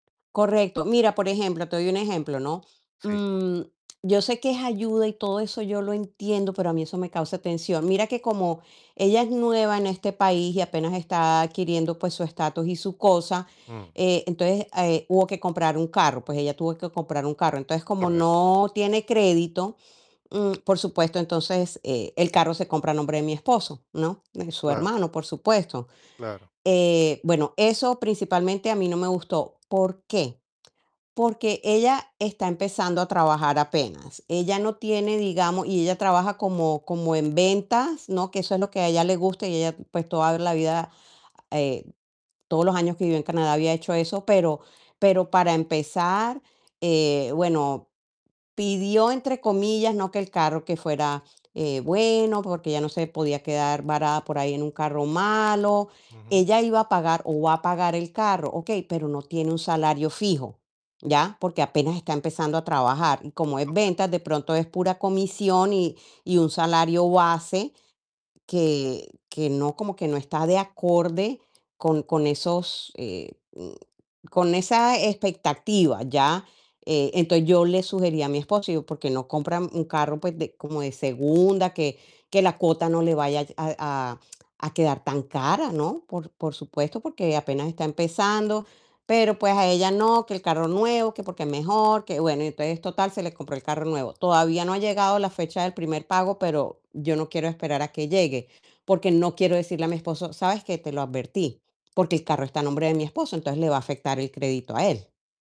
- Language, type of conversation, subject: Spanish, advice, ¿De qué manera tu familia o la familia de tu pareja está causando tensión?
- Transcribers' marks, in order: static; distorted speech